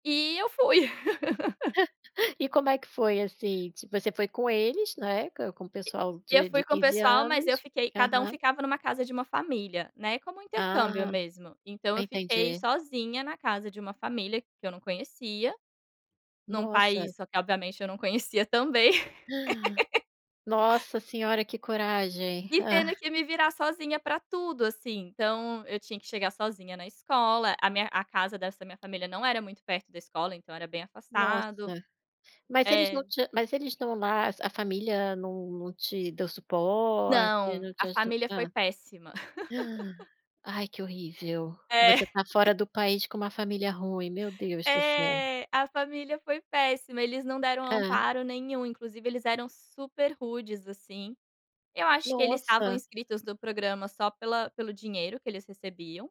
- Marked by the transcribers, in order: laugh; chuckle; gasp; laugh; gasp; chuckle; chuckle
- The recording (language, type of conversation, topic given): Portuguese, podcast, Como foi sua primeira viagem solo?